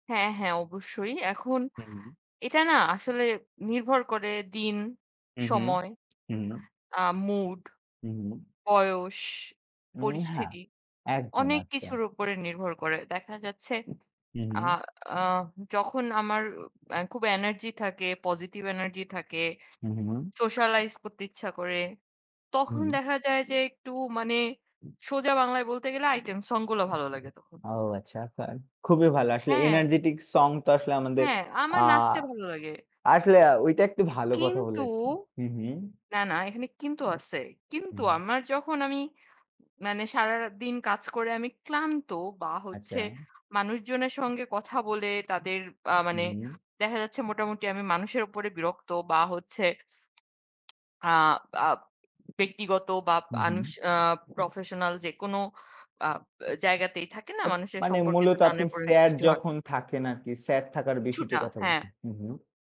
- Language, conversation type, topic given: Bengali, unstructured, কোন গান শুনলে আপনার মন খুশি হয়?
- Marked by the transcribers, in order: other background noise; tapping; in English: "socialize"; in English: "energetic"; "সারা" said as "সারারা"; "আচ্ছা" said as "আচ্চা"; in English: "professional"; "টানা-পোড়ন" said as "টানের-পরেন"